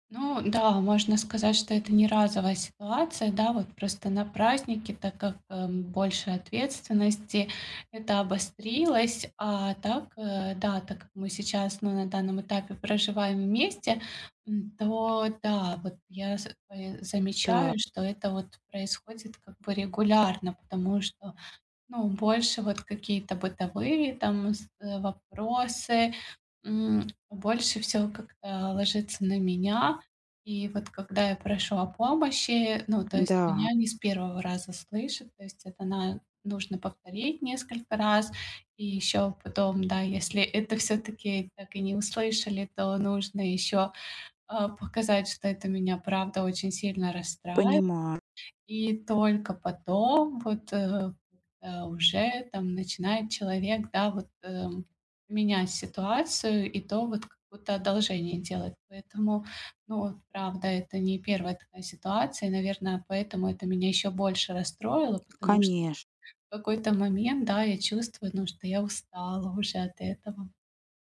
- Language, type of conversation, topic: Russian, advice, Как мирно решить ссору во время семейного праздника?
- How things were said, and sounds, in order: tapping; other background noise